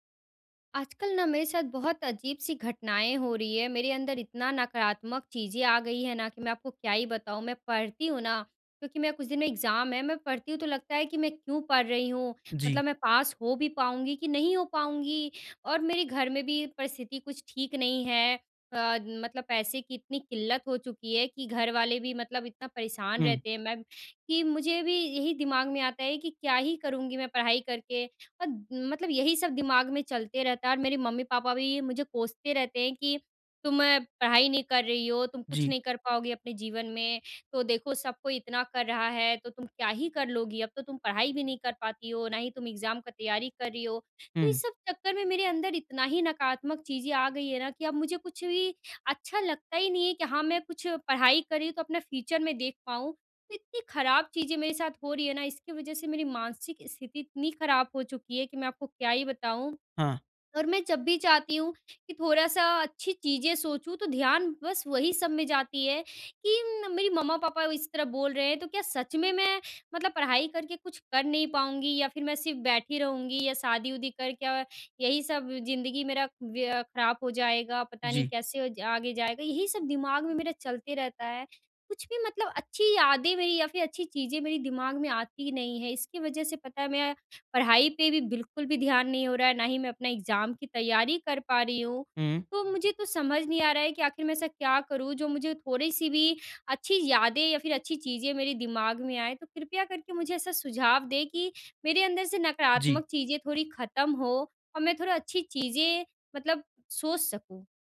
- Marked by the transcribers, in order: in English: "एग्ज़ाम"; in English: "एग्ज़ाम"; in English: "फ्यूचर"; in English: "एग्ज़ाम"
- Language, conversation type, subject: Hindi, advice, मैं अपने नकारात्मक पैटर्न को पहचानकर उन्हें कैसे तोड़ सकता/सकती हूँ?